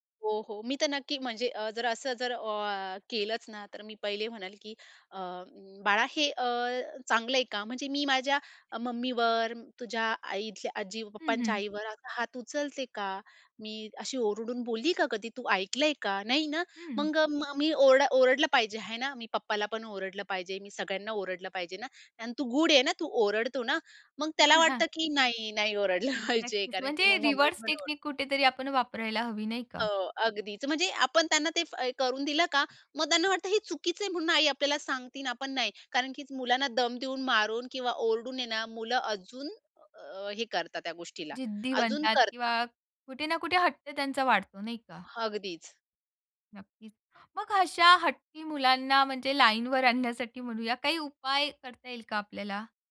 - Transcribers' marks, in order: other noise; laughing while speaking: "ओरडलं पाहिजे"; in English: "रिवॉर्ड्स टेक्निक"; "करतात" said as "करता"
- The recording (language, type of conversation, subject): Marathi, podcast, तुमच्या कुटुंबात आदर कसा शिकवतात?